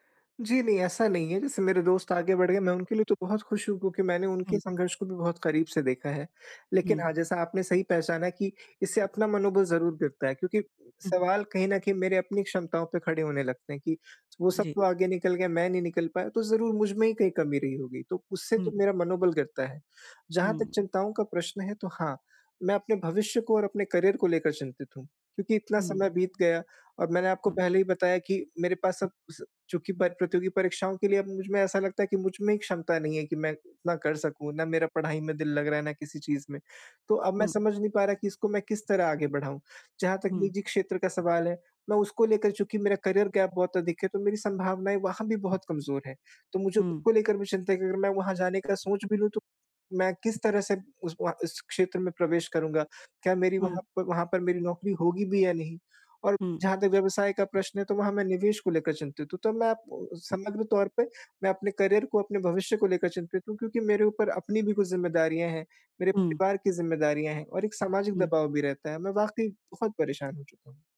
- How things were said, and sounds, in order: in English: "करियर"; in English: "करियर गैप"
- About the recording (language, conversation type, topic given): Hindi, advice, अनिश्चितता में निर्णय लेने की रणनीति